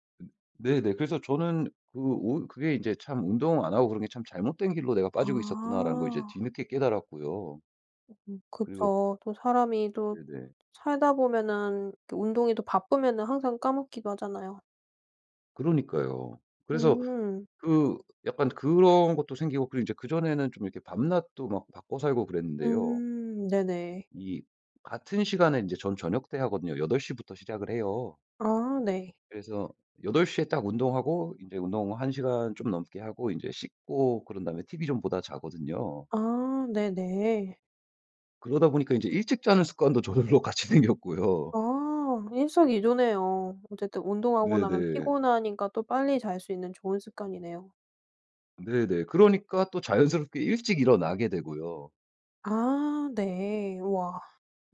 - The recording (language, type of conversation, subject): Korean, podcast, 잘못된 길에서 벗어나기 위해 처음으로 어떤 구체적인 행동을 하셨나요?
- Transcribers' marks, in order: other background noise; laughing while speaking: "저절로 같이 생겼고요"